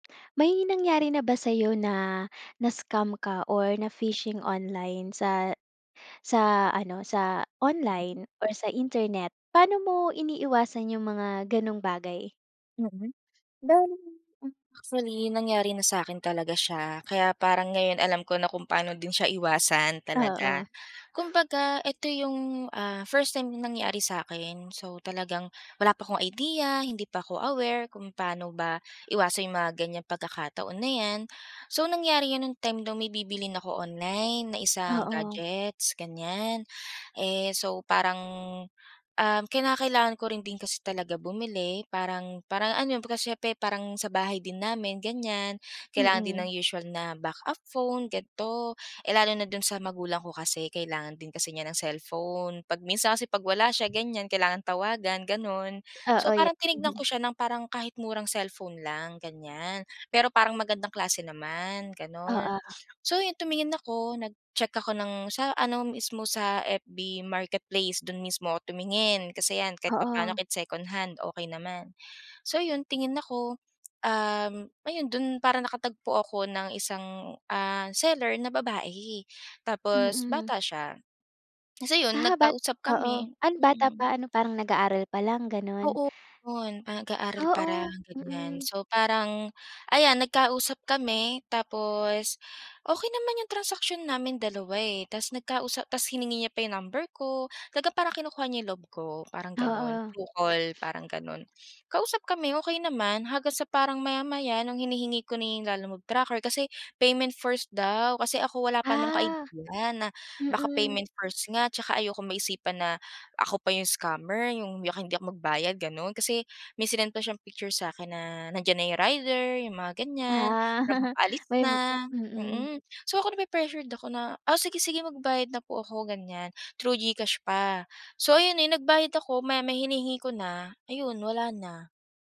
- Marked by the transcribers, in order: other background noise; chuckle; laugh
- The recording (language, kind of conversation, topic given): Filipino, podcast, Paano mo maiiwasan ang mga panloloko at pagnanakaw ng impormasyon sa internet sa simpleng paraan?